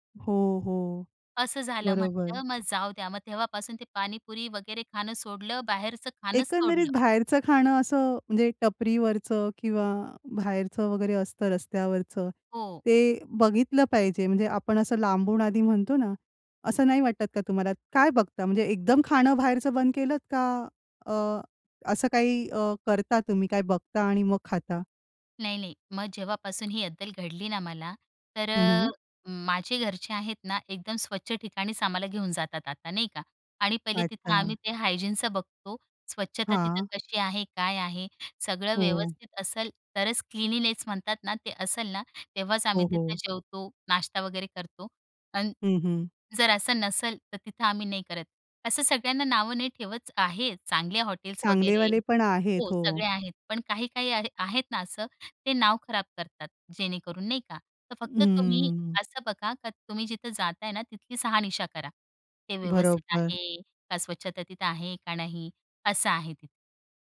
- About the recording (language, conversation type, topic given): Marathi, podcast, कुटुंबातील खाद्य परंपरा कशी बदलली आहे?
- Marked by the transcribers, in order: other background noise; in English: "हायजीनचं"; in English: "क्लीन्लीनेस"; "साहनिशा" said as "शहानिशा"